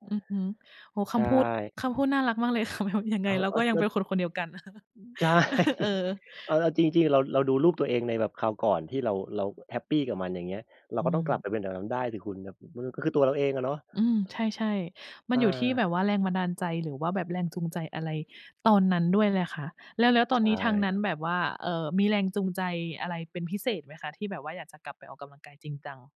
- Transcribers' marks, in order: other background noise; laughing while speaking: "ค่ะ แบบ"; unintelligible speech; other noise; chuckle
- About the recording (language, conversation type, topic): Thai, unstructured, คุณคิดว่าการออกกำลังกายช่วยเพิ่มความมั่นใจได้ไหม?